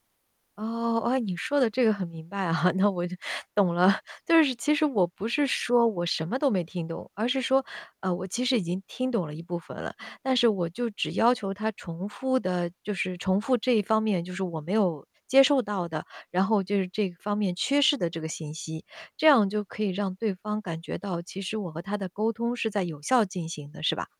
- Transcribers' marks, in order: chuckle; laughing while speaking: "那我就，懂了"
- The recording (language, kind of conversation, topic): Chinese, advice, 语言障碍给你的日常生活带来了哪些挫折？